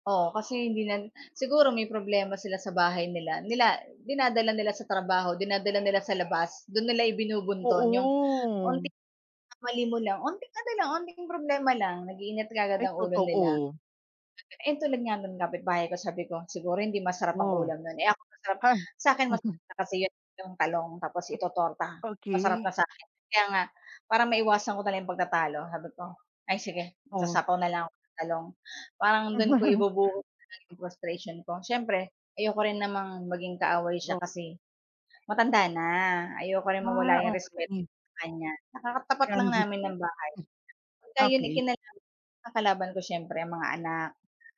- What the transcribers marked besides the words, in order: drawn out: "Oo"; unintelligible speech; surprised: "Hay!"; chuckle; tapping; chuckle
- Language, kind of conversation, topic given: Filipino, unstructured, Ano-anong mga paraan ang maaari nating gawin upang mapanatili ang respeto sa gitna ng pagtatalo?